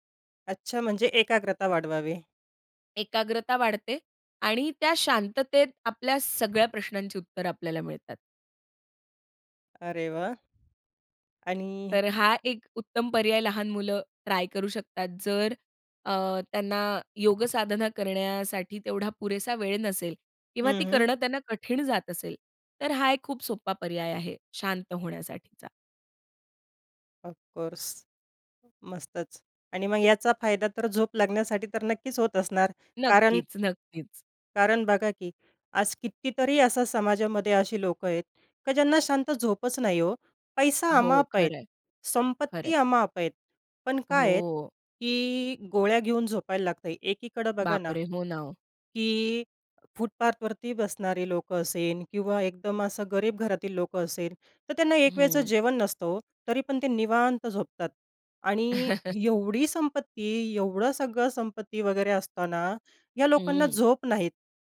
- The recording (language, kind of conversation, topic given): Marathi, podcast, तणावाच्या वेळी श्वासोच्छ्वासाची कोणती तंत्रे तुम्ही वापरता?
- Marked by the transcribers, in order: other background noise; tapping; other noise; surprised: "बापरे!"; chuckle